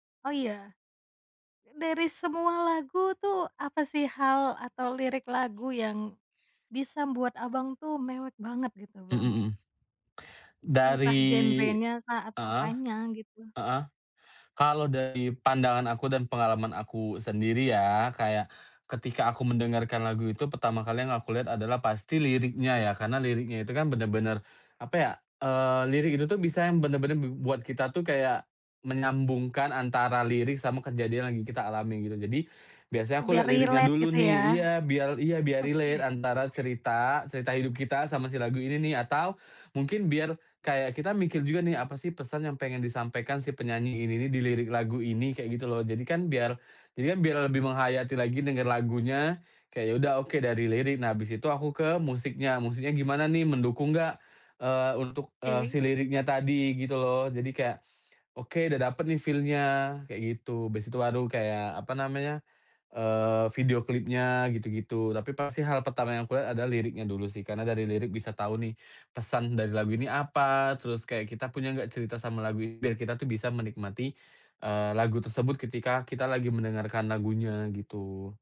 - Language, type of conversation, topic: Indonesian, podcast, Lagu apa yang paling sering bikin kamu mewek, dan kenapa?
- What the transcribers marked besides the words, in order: in English: "relate"; in English: "relate"; in English: "feel-nya"